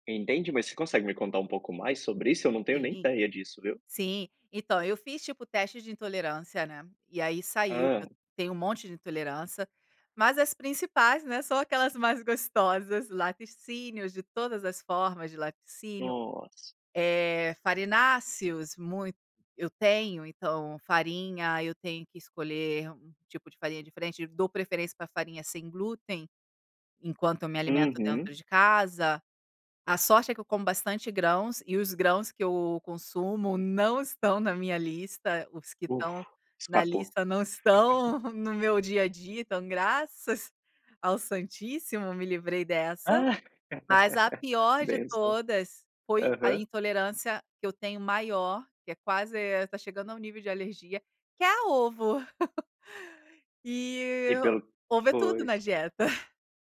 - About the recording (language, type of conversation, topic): Portuguese, podcast, Que hábito melhorou a sua saúde?
- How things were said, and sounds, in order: "intolerância" said as "intolerança"; laugh; laugh; laugh